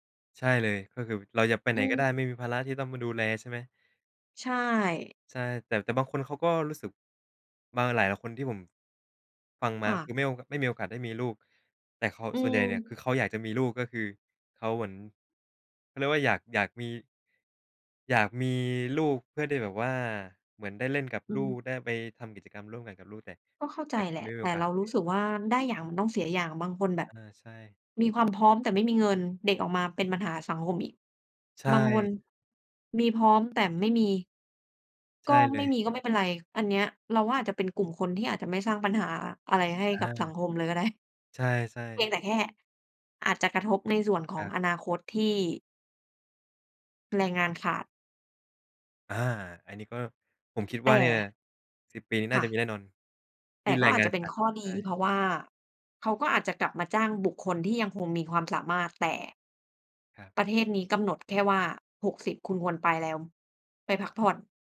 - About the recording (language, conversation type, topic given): Thai, unstructured, เงินมีความสำคัญกับชีวิตคุณอย่างไรบ้าง?
- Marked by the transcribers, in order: laughing while speaking: "ได้"